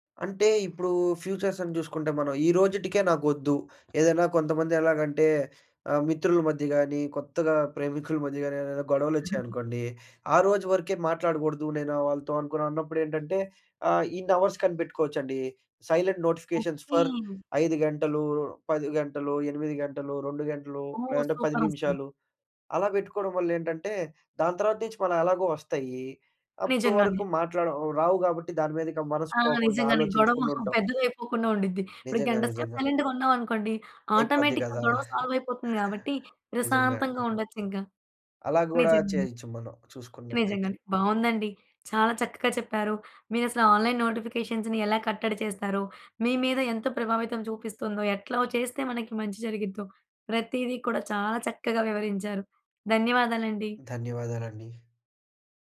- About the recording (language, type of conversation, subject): Telugu, podcast, ఆన్‌లైన్ నోటిఫికేషన్లు మీ దినచర్యను ఎలా మార్చుతాయి?
- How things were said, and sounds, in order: in English: "ఫ్యూచర్స్"; other background noise; in English: "అవర్స్"; in English: "సైలెంట్ నోటిఫికేషన్స్ ఫర్"; in English: "సూపర్"; in English: "సైలెంట్‌గా"; in English: "ఆటోమేటిక్‌గా"; chuckle; in English: "సాల్వ్"; in English: "ఆన్‌లైన్ నోటిఫికేషన్స్‌ని"